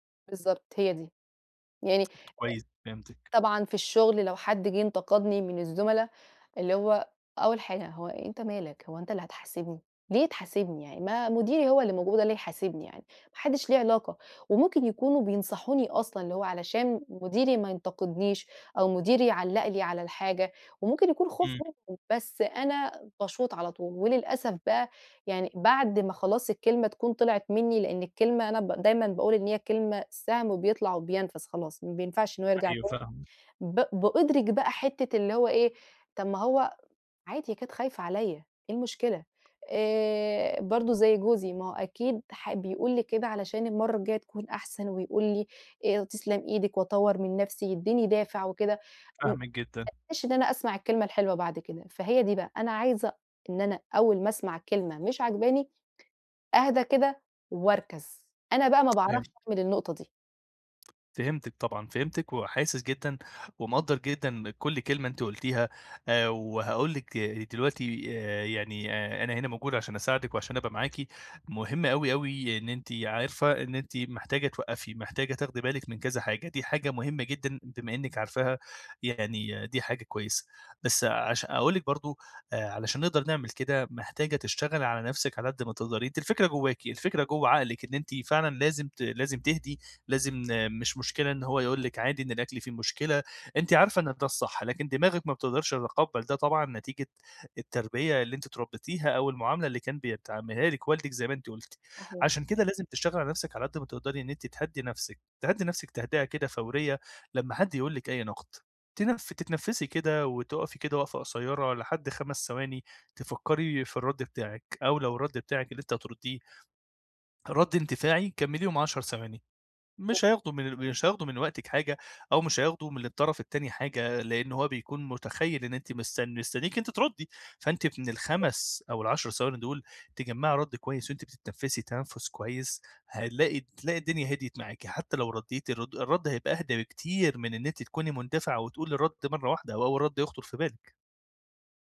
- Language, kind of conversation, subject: Arabic, advice, إزاي أستقبل النقد من غير ما أبقى دفاعي وأبوّظ علاقتي بالناس؟
- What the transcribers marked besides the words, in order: tapping; unintelligible speech; unintelligible speech; unintelligible speech; unintelligible speech